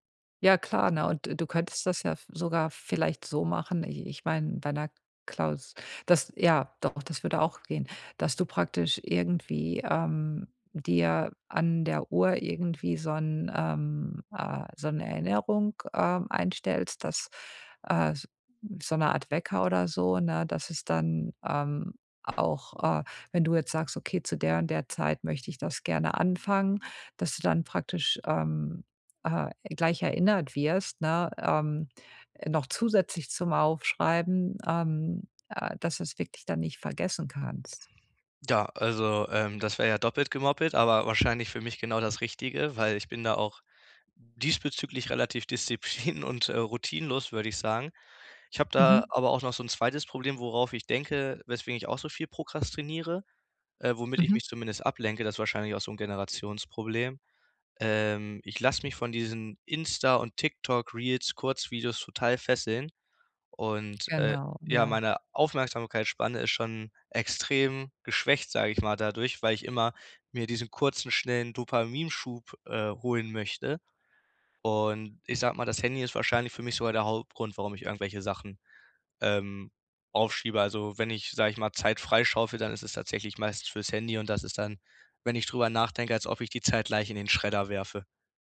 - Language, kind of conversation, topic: German, advice, Wie erreiche ich meine Ziele effektiv, obwohl ich prokrastiniere?
- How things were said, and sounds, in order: laughing while speaking: "disziplin"